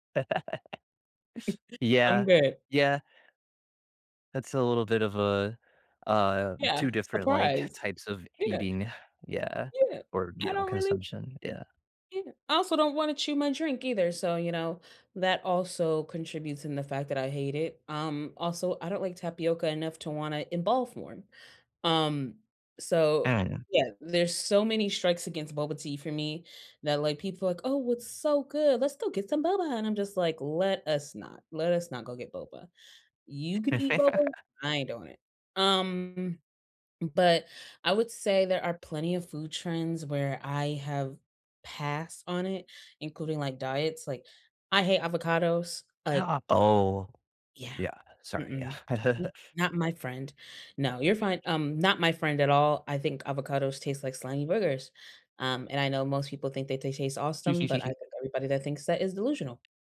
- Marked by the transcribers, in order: laugh; chuckle; put-on voice: "Oh, it's so good. Let's go get some boba"; laugh; chuckle; other background noise; giggle; tapping
- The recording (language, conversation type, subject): English, unstructured, When is a food trend worth trying rather than hype?
- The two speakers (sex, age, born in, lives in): female, 30-34, United States, United States; male, 35-39, United States, United States